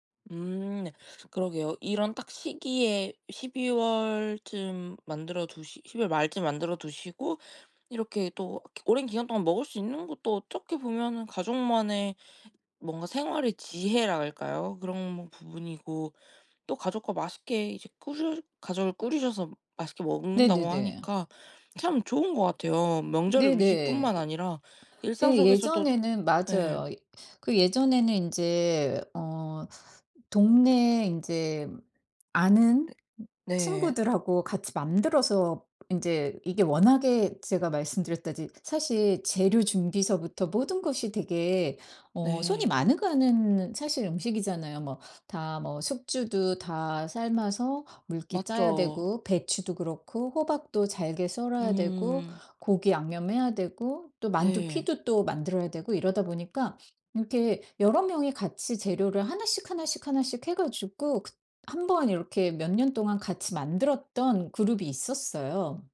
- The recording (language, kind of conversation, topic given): Korean, podcast, 명절 음식 중에서 가장 좋아하는 음식은 무엇인가요?
- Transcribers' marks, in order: other background noise; tapping